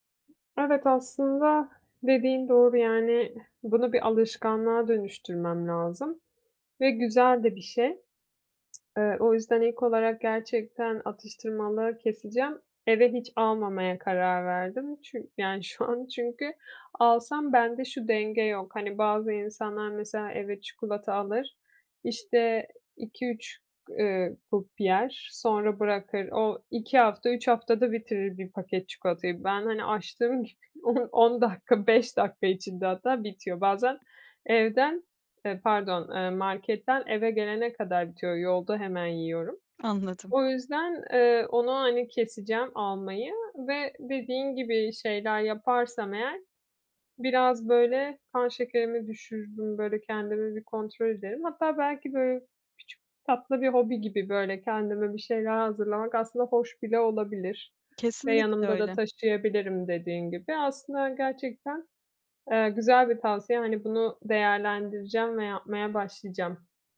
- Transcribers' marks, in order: other background noise; laughing while speaking: "gibi on on dakika, beş dakika içinde hatta bitiyor"; tapping
- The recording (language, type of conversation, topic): Turkish, advice, Günlük yaşamımda atıştırma dürtülerimi nasıl daha iyi kontrol edebilirim?
- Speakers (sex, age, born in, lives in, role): female, 30-34, Turkey, Italy, user; female, 35-39, Turkey, Netherlands, advisor